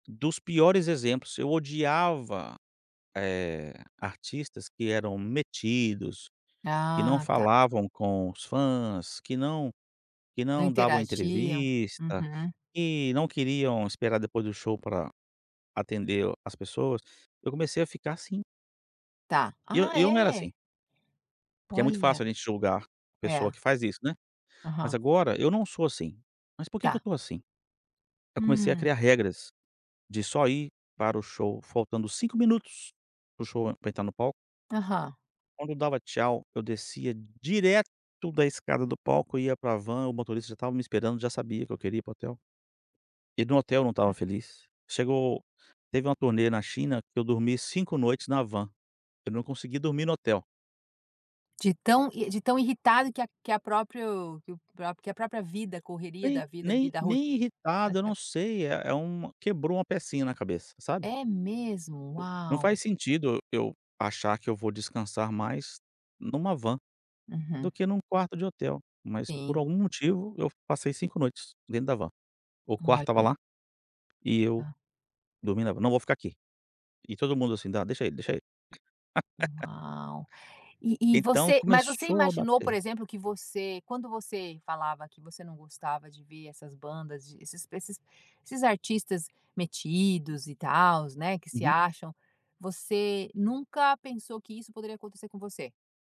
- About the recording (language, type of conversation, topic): Portuguese, podcast, Qual foi o maior desafio que enfrentou na sua carreira?
- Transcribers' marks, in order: laugh